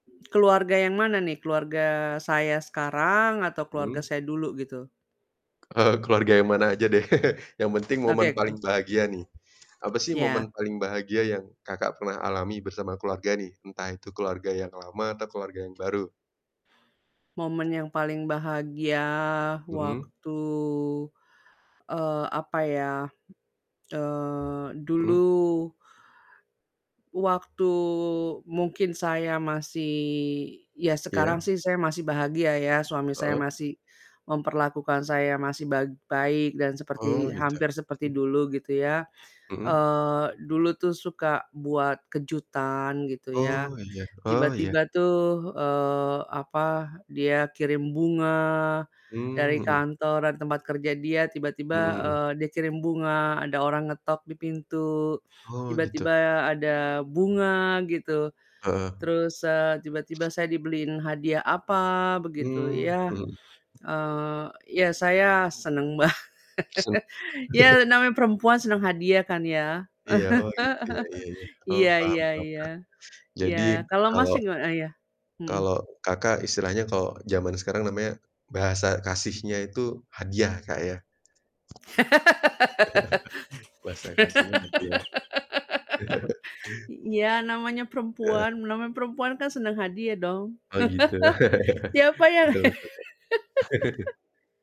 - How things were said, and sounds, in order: tapping; chuckle; distorted speech; static; other background noise; laughing while speaking: "banget"; unintelligible speech; chuckle; laugh; laugh; laugh; chuckle; chuckle; chuckle; laugh; chuckle; laugh
- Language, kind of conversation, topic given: Indonesian, unstructured, Apa momen paling membahagiakan yang pernah kamu alami bersama keluarga?